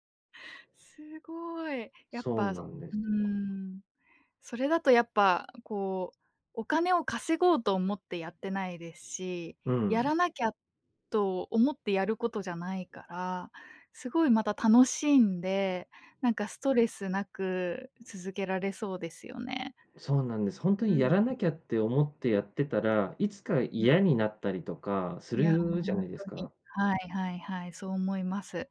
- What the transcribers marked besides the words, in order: other background noise; tapping
- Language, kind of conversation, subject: Japanese, podcast, 趣味を仕事にすることについて、どう思いますか？